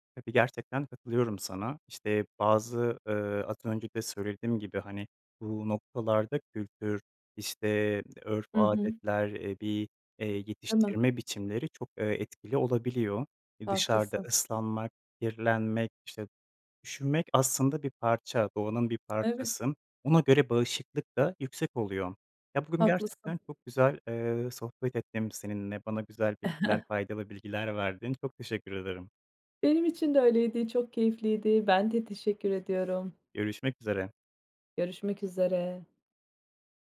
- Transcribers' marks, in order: chuckle
- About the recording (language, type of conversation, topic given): Turkish, podcast, Doğayla ilgili en unutamadığın anını anlatır mısın?